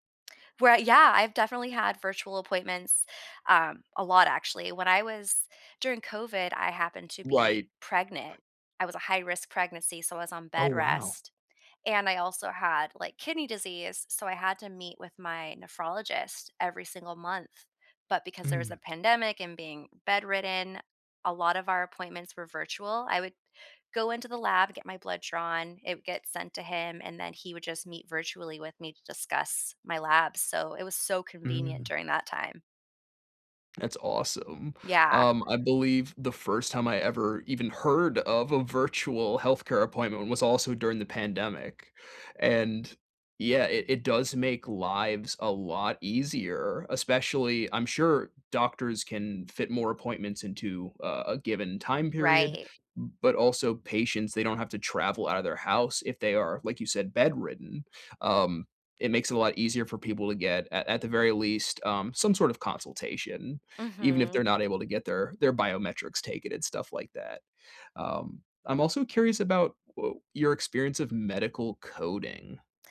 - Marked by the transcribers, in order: none
- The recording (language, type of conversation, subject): English, unstructured, What role do you think technology plays in healthcare?